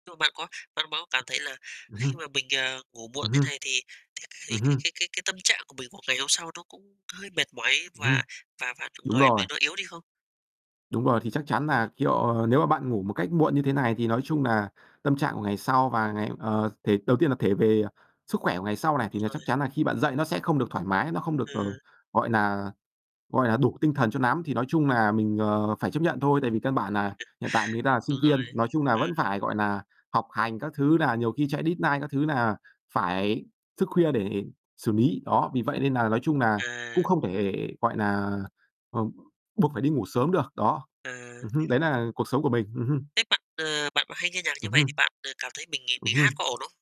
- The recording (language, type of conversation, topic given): Vietnamese, unstructured, Bạn nghĩ vai trò của âm nhạc trong cuộc sống hằng ngày là gì?
- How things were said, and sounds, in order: tapping; chuckle; in English: "đít nai"; "deadline" said as "đít nai"; other background noise